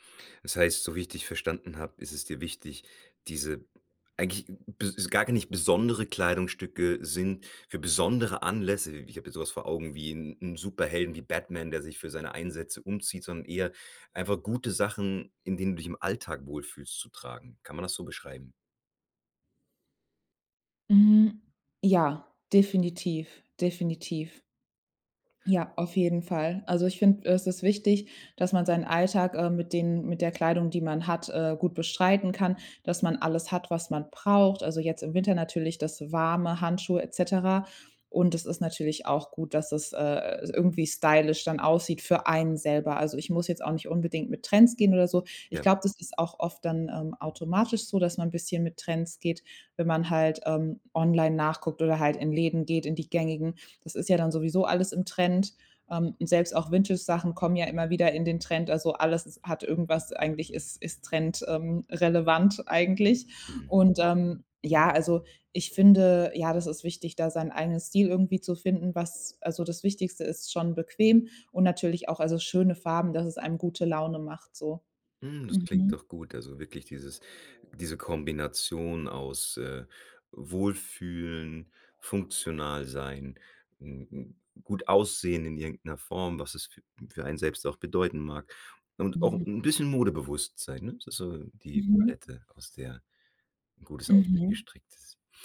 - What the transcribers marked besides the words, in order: other background noise; tapping
- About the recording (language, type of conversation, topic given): German, podcast, Gibt es ein Kleidungsstück, das dich sofort selbstsicher macht?